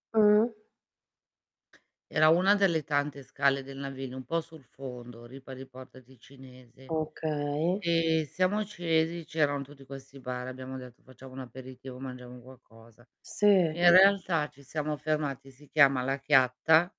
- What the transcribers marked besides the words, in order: static; tapping
- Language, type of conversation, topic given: Italian, unstructured, Come hai scoperto il tuo ristorante preferito?